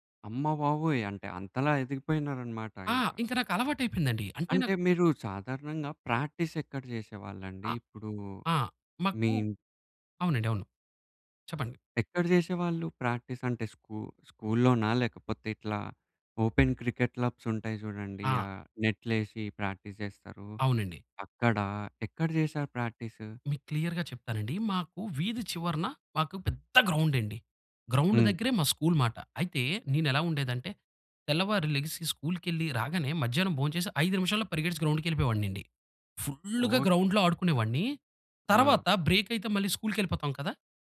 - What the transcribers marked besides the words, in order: in English: "ప్రాక్టీస్"; in English: "ప్రాక్టీస్?"; in English: "ఓపెన్"; in English: "క్లబ్స్"; in English: "ప్రాక్టీస్"; in English: "క్లియర్‌గా"; stressed: "పెద్ద"; in English: "గ్రౌండ్"; in English: "గ్రౌండ్‌కెళ్ళిపోయెవాడినండి. ఫుల్‌గా గ్రౌండ్‌లో"
- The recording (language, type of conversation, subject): Telugu, podcast, నువ్వు చిన్నప్పుడే ఆసక్తిగా నేర్చుకుని ఆడడం మొదలుపెట్టిన క్రీడ ఏదైనా ఉందా?